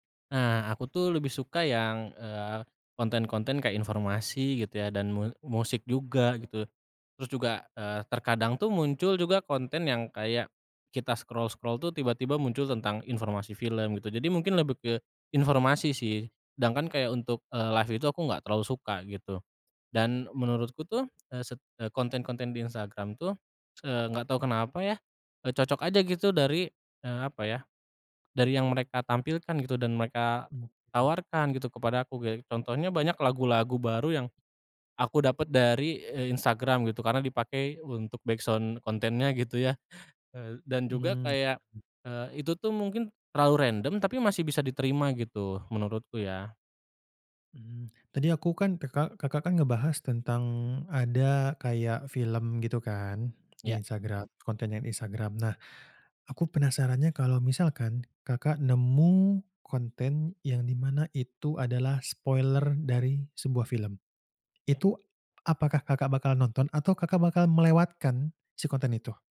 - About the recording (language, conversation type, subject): Indonesian, podcast, Bagaimana pengaruh media sosial terhadap selera hiburan kita?
- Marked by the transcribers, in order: in English: "scroll-scroll"; in English: "live"; tapping; in English: "backsound"; other background noise; in English: "spoiler"